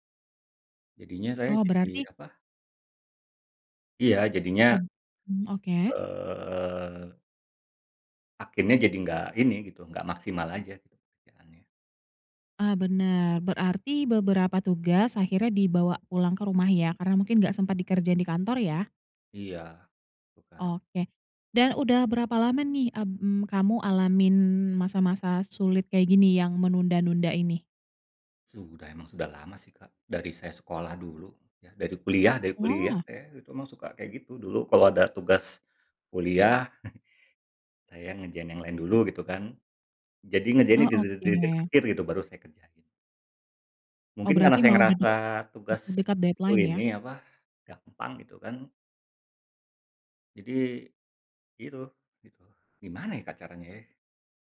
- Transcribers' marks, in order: other background noise; chuckle; in English: "deadline"
- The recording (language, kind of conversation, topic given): Indonesian, advice, Mengapa kamu sering meremehkan waktu yang dibutuhkan untuk menyelesaikan suatu tugas?